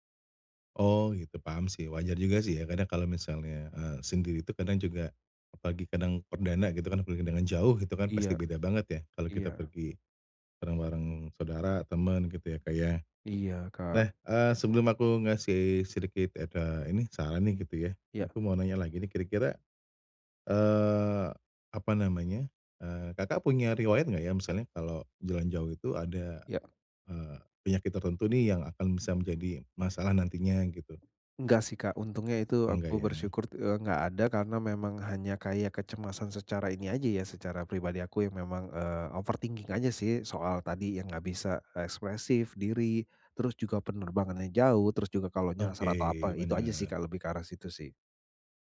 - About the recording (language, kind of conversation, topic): Indonesian, advice, Bagaimana cara mengurangi kecemasan saat bepergian sendirian?
- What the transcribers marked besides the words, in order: in English: "overthinking"